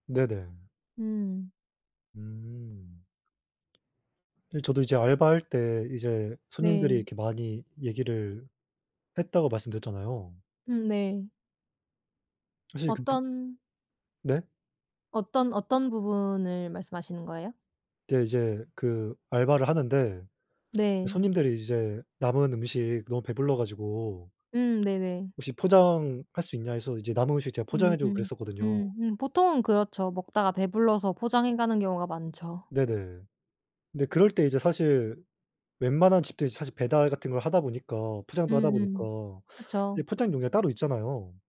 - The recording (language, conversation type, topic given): Korean, unstructured, 식당에서 남긴 음식을 가져가는 게 왜 논란이 될까?
- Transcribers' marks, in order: other background noise